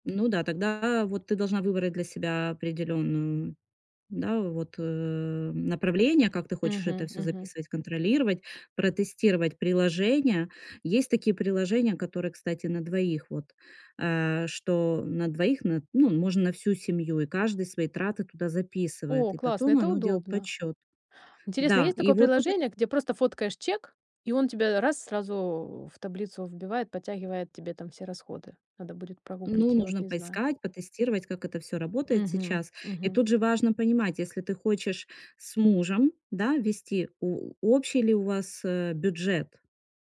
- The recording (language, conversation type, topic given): Russian, advice, Как начать вести учёт расходов, чтобы понять, куда уходят деньги?
- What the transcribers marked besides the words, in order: none